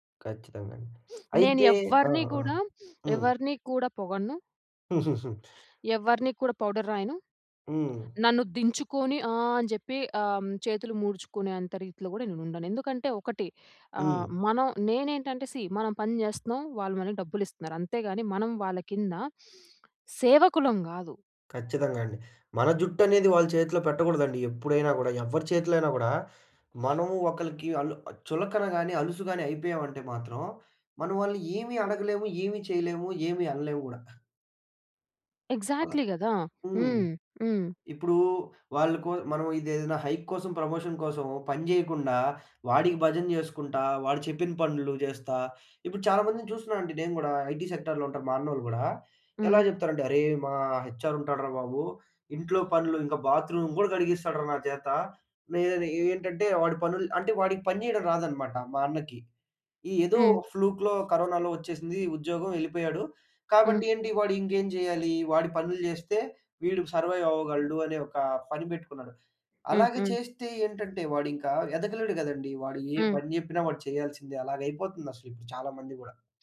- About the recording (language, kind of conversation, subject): Telugu, podcast, ఉద్యోగంలో మీ అవసరాలను మేనేజర్‌కు మర్యాదగా, స్పష్టంగా ఎలా తెలియజేస్తారు?
- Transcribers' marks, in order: tapping; sniff; chuckle; in English: "పౌడర్"; in English: "సీ"; in English: "ఎక్సాక్ట్‌లీ"; in English: "హైక్"; in English: "ప్రమోషన్"; in English: "ఐటీ సెక్టార్‌లో"; in English: "హెచ్ఆర్"; in English: "బాత్రూమ్"; in English: "ఫ్లూక్‌లో"; in English: "సర్వైవ్"; "పని" said as "ఫని"